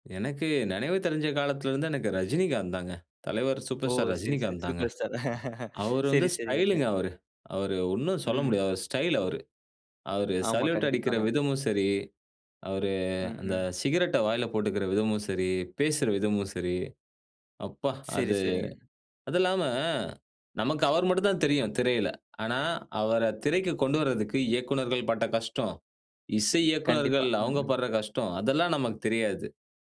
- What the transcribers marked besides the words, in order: laugh; in English: "சல்யூட்"
- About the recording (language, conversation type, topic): Tamil, podcast, சினிமா கதாபாத்திரங்கள் உங்கள் ஸ்டைலுக்கு வழிகாட்டுமா?
- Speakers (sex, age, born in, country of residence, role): male, 20-24, India, India, host; male, 35-39, India, Finland, guest